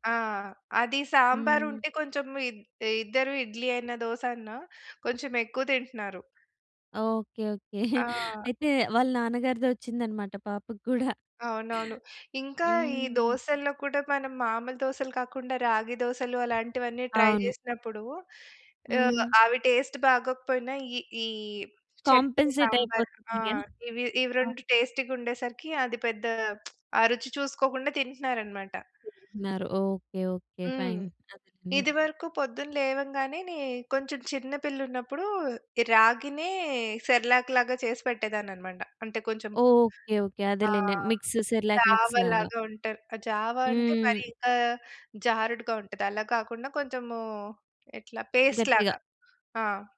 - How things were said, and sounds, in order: chuckle; chuckle; in English: "ట్రై"; in English: "టేస్ట్"; in English: "కాంపెన్సేట్"; in English: "టేస్టీగా"; lip smack; in English: "ఫైన్"; in English: "మిక్స్"; in English: "మిక్స్"; in English: "పేస్ట్"
- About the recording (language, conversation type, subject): Telugu, podcast, మీ ఉదయపు దినచర్య ఎలా ఉంటుంది, సాధారణంగా ఏమేమి చేస్తారు?